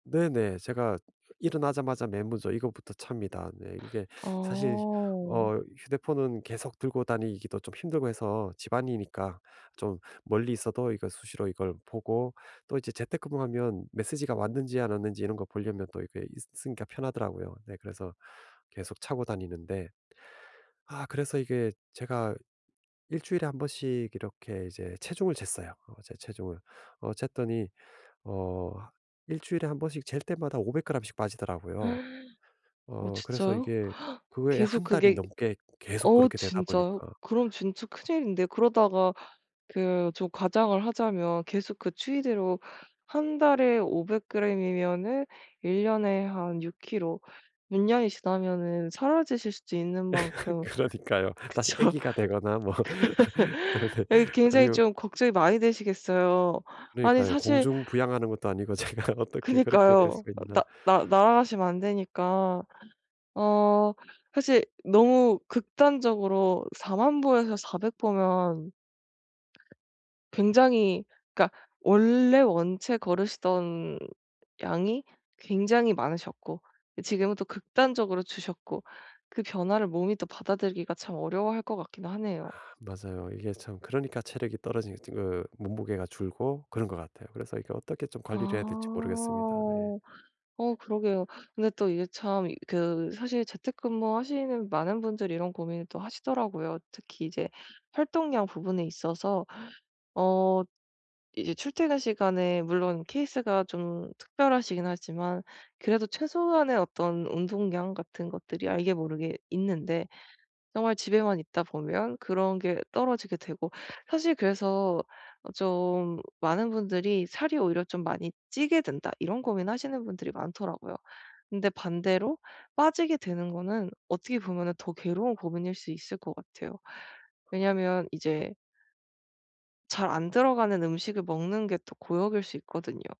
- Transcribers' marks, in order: tapping; other background noise; inhale; laugh; laughing while speaking: "그러니까요"; laughing while speaking: "그쵸"; laugh; laughing while speaking: "뭐 네네"; laughing while speaking: "제가"; drawn out: "아"
- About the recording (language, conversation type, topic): Korean, advice, 체력이 최근 들어 많이 떨어졌는데 어떻게 관리하기 시작하면 좋을까요?